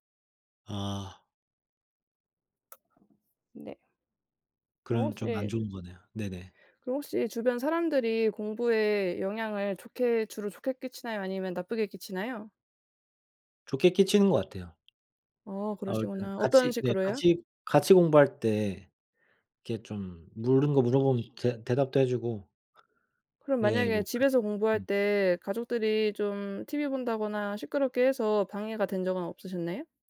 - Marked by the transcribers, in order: tapping; other background noise
- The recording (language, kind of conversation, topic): Korean, unstructured, 어떻게 하면 공부에 대한 흥미를 잃지 않을 수 있을까요?